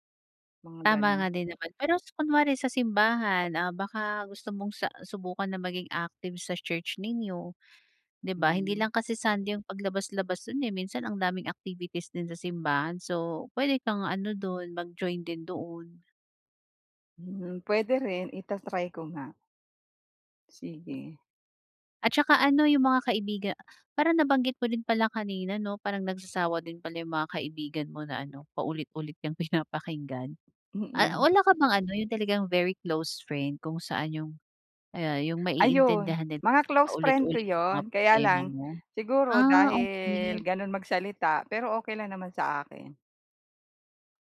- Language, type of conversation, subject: Filipino, advice, Paano ko mapapamahalaan nang epektibo ang pag-aalala ko sa araw-araw?
- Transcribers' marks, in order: other background noise